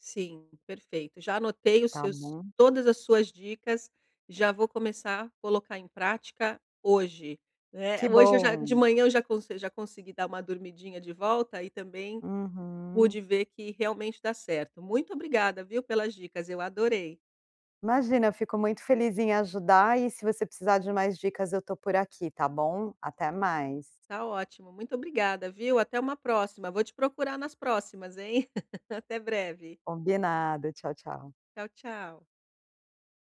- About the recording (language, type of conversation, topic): Portuguese, advice, Como posso manter horários regulares mesmo com uma rotina variável?
- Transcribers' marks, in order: chuckle